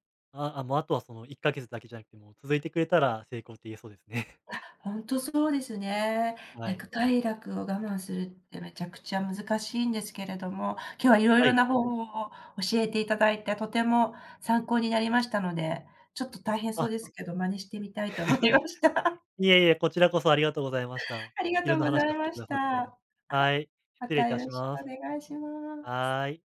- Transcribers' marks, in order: other background noise; chuckle; laughing while speaking: "思いました"
- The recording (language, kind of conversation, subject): Japanese, podcast, 目先の快楽に負けそうなとき、我慢するコツはありますか？